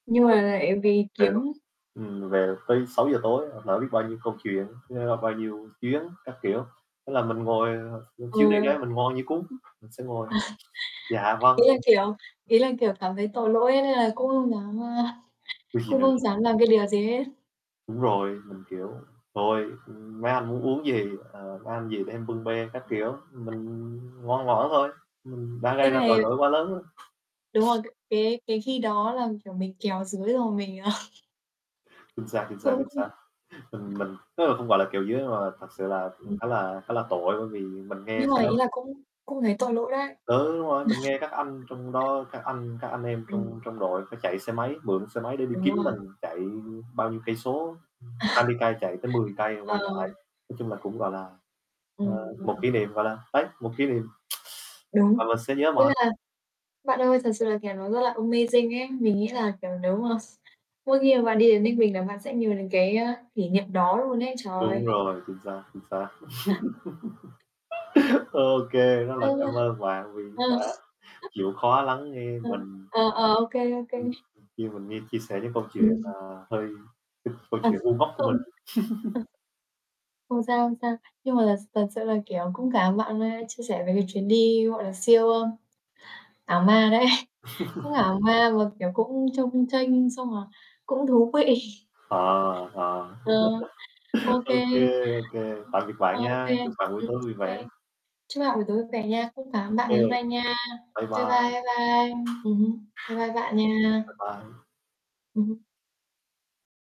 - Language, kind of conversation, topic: Vietnamese, unstructured, Điều gì đã khiến bạn ngạc nhiên nhất trong một chuyến du lịch của mình?
- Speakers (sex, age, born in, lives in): female, 20-24, Vietnam, Vietnam; male, 20-24, Vietnam, Vietnam
- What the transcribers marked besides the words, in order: static; distorted speech; chuckle; tapping; unintelligible speech; chuckle; other background noise; laughing while speaking: "à"; other noise; chuckle; chuckle; teeth sucking; in English: "amazing"; chuckle; laugh; chuckle; chuckle; laugh; laughing while speaking: "đấy"; laugh; laughing while speaking: "vị"